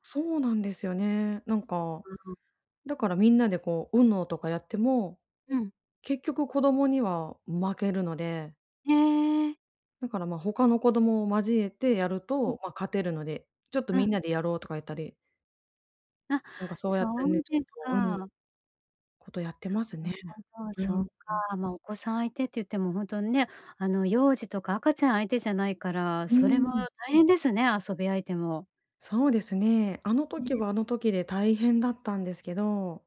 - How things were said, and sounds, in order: other background noise
- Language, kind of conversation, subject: Japanese, advice, どうすればエネルギーとやる気を取り戻せますか？